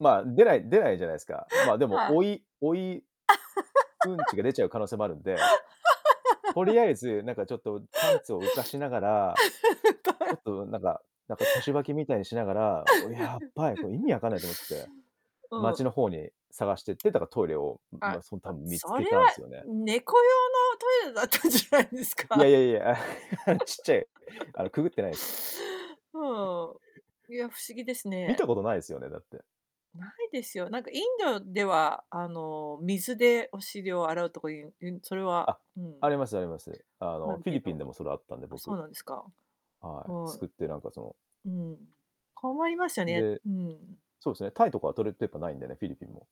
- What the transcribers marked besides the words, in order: laughing while speaking: "はい"; laugh; laugh; unintelligible speech; laugh; tapping; laughing while speaking: "だったんじゃないですか？"; laughing while speaking: "いや いや いや。 ちっちゃい あのくぐってないです"; laugh; giggle; other noise
- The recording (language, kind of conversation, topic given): Japanese, podcast, 迷った末に見つけた美味しい食べ物はありますか？